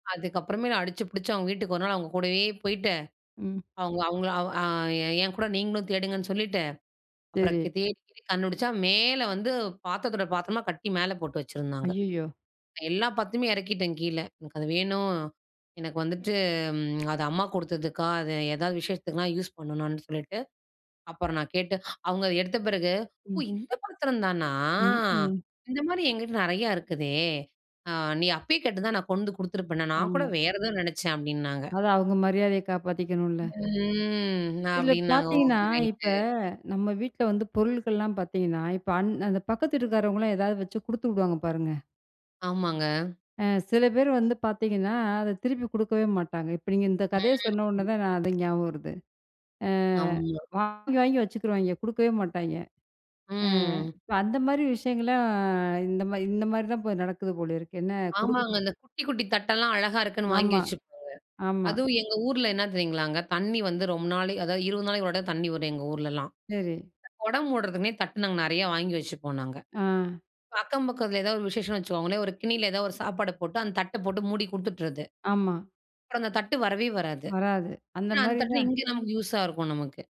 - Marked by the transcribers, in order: "பாத்துரத்தயும்" said as "பத்தையும்"; in English: "யூஸ்"; drawn out: "தானா!"; drawn out: "ம்"; other background noise; in English: "யூஸா"
- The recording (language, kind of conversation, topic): Tamil, podcast, வீட்டில் உள்ள பொருட்களும் அவற்றோடு இணைந்த நினைவுகளும் உங்களுக்கு சிறப்பானவையா?